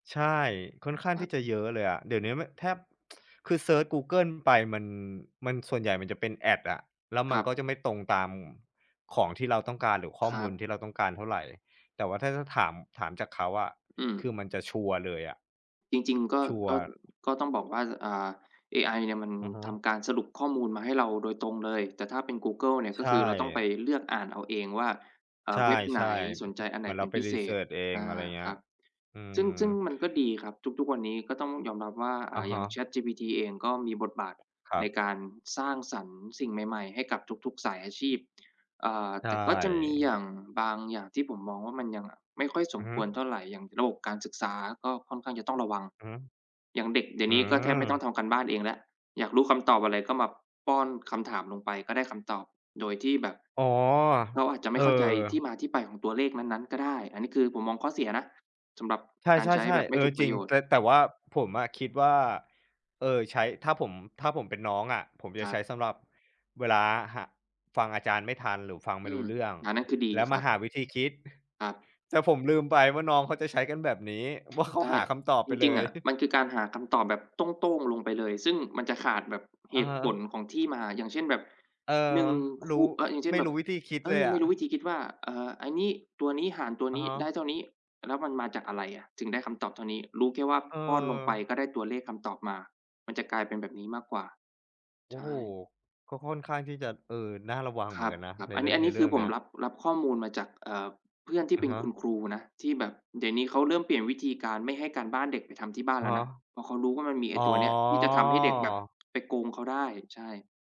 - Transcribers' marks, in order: tsk; in English: "Ads"; in English: "รีเซิร์ช"; tapping; chuckle; laughing while speaking: "ว่าเขา"; chuckle; drawn out: "อ๋อ"
- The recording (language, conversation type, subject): Thai, unstructured, ข่าวเทคโนโลยีใหม่ล่าสุดส่งผลต่อชีวิตของเราอย่างไรบ้าง?